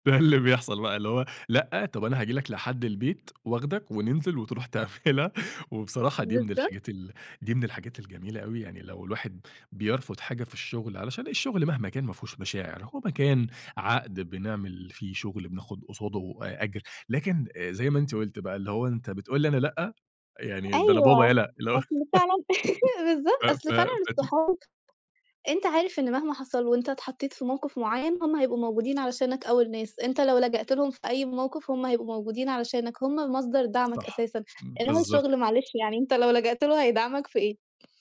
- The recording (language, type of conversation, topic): Arabic, podcast, إزاي تتعلم تقول لأ من غير ما تحس بالذنب؟
- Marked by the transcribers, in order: laughing while speaking: "ده اللي بيحصل بقى"; laughing while speaking: "تعملها"; chuckle; tapping